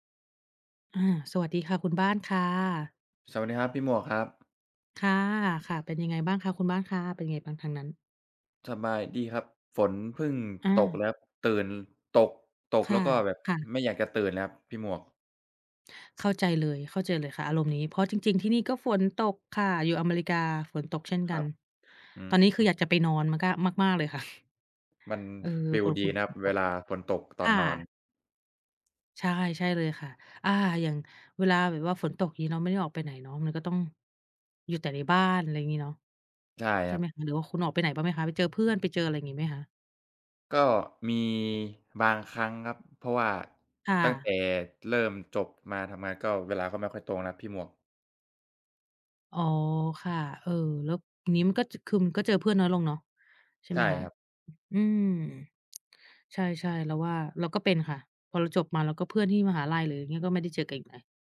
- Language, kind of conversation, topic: Thai, unstructured, เพื่อนที่ดีมีผลต่อชีวิตคุณอย่างไรบ้าง?
- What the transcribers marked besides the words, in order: tapping; chuckle